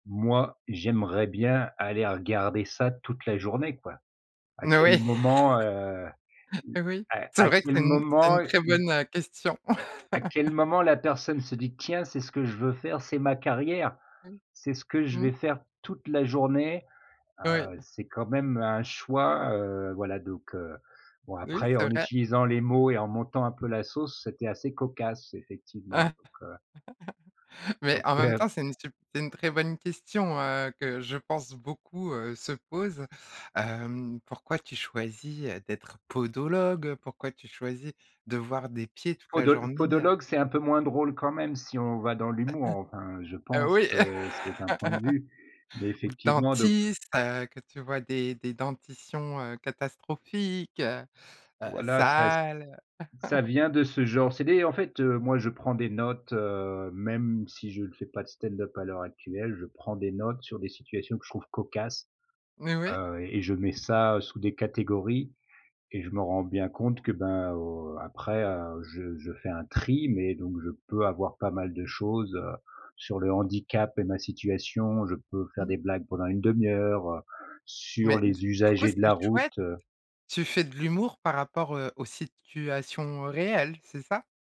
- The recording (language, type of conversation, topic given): French, podcast, Quelle place l’humour occupe-t-il dans tes échanges ?
- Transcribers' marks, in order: laugh; laugh; other noise; tapping; chuckle; stressed: "podologue"; chuckle; other background noise; chuckle; chuckle